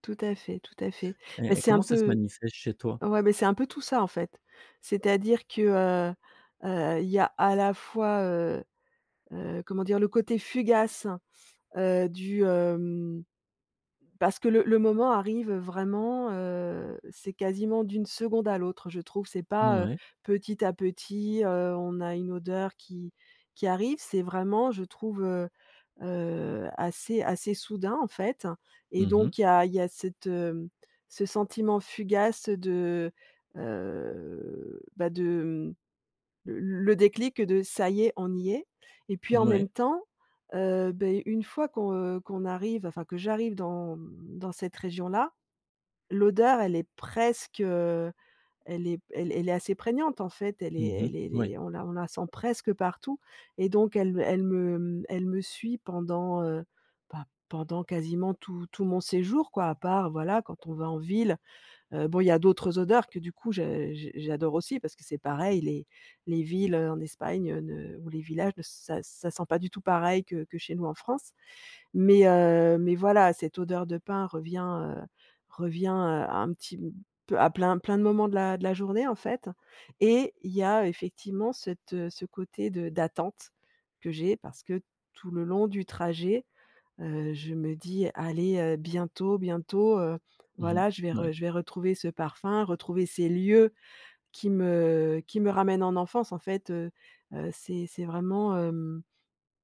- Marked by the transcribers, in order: none
- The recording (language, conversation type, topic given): French, podcast, Quel parfum ou quelle odeur te ramène instantanément en enfance ?